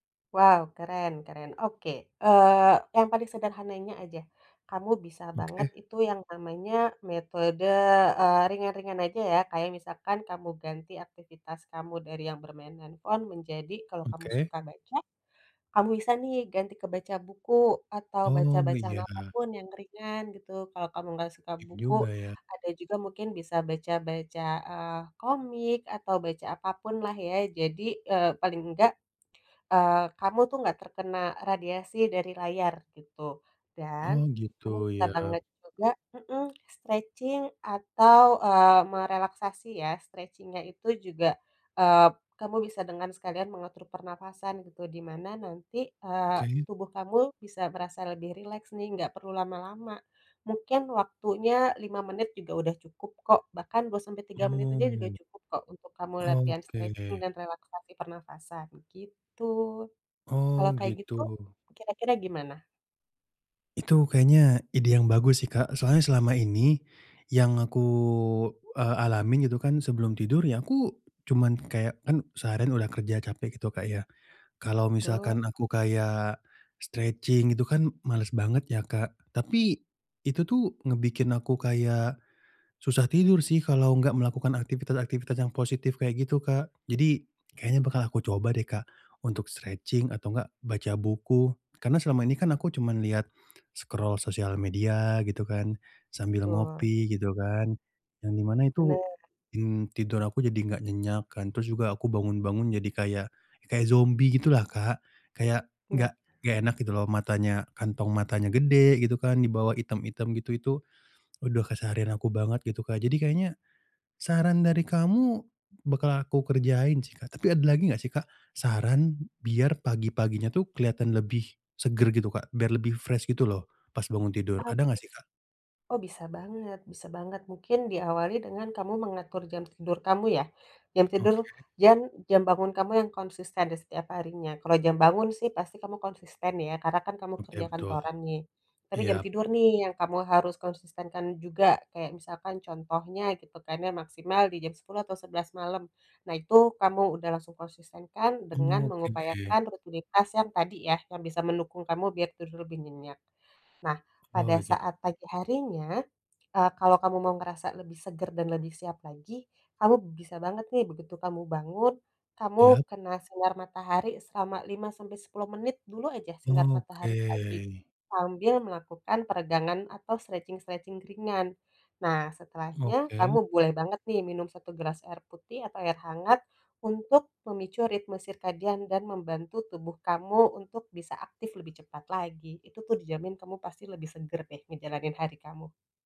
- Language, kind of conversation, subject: Indonesian, advice, Mengapa saya sering sulit merasa segar setelah tidur meskipun sudah tidur cukup lama?
- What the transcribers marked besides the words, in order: in English: "stretching"; in English: "Stretching-nya"; tapping; in English: "stretching"; other background noise; in English: "stretching"; in English: "stretching"; in English: "scroll"; "waduh" said as "uduh"; in English: "fresh"; "dan" said as "jan"; other noise; drawn out: "Oke"; in English: "stretching-stretching"